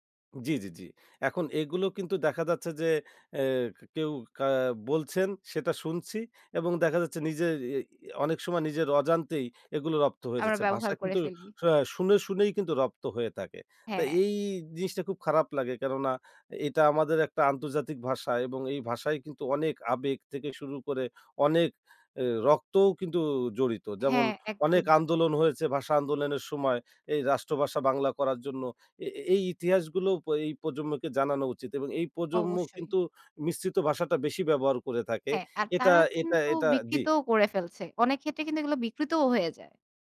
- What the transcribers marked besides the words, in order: none
- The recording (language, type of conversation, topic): Bengali, podcast, ভাষা তোমার পরিচয় কীভাবে প্রভাবিত করেছে?